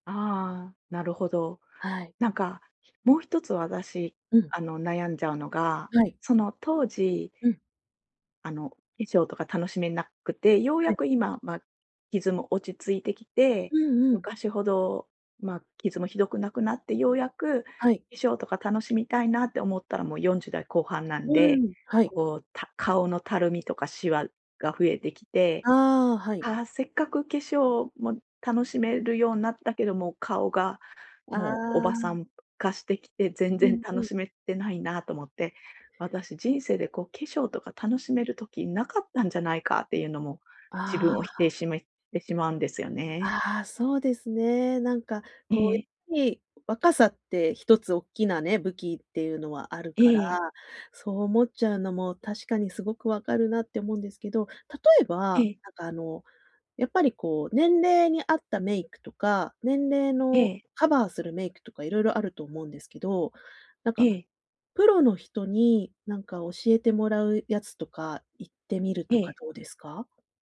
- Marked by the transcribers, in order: other noise; "やっぱり" said as "やっひい"
- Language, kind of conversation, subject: Japanese, advice, 過去の失敗を引きずって自己否定が続くのはなぜですか？